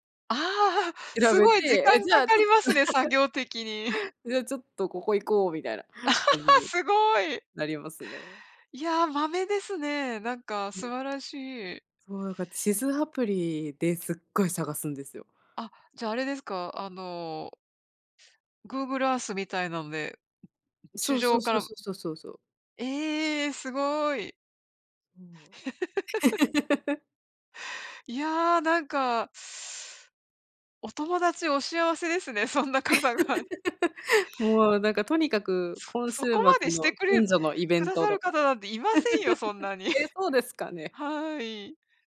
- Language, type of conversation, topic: Japanese, unstructured, 家族や友達と一緒に過ごすとき、どんな楽しみ方をしていますか？
- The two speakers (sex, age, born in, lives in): female, 30-34, Japan, United States; female, 55-59, Japan, United States
- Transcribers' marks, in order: chuckle; laugh; tapping; laugh; other background noise; laugh; laughing while speaking: "そんな方が"; laugh; laugh; chuckle